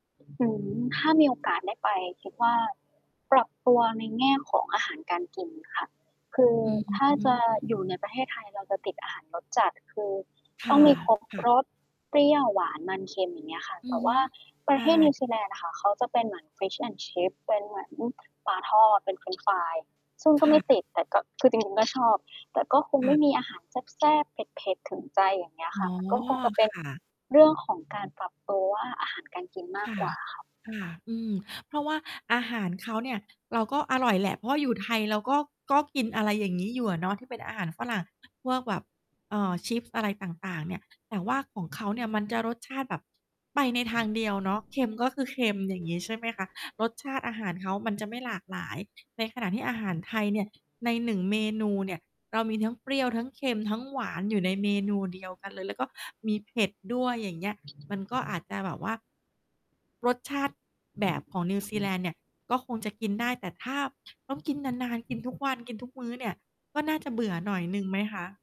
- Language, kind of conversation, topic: Thai, podcast, สถานที่ไหนเป็นจุดหมายที่มีความหมายกับคุณมากที่สุด?
- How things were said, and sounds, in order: other background noise; static; distorted speech; in English: "Fish and Chips"; in English: "chips"; mechanical hum